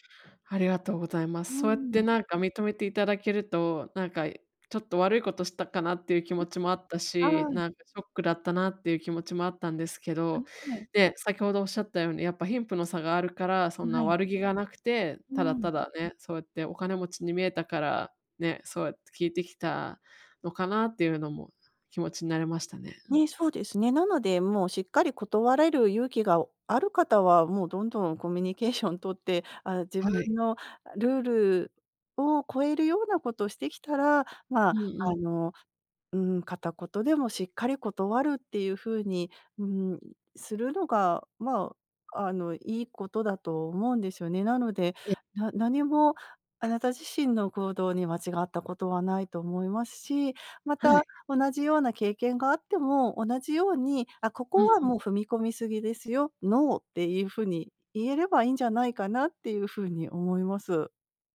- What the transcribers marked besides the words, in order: unintelligible speech
- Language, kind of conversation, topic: Japanese, advice, 旅行中に言葉や文化の壁にぶつかったとき、どう対処すればよいですか？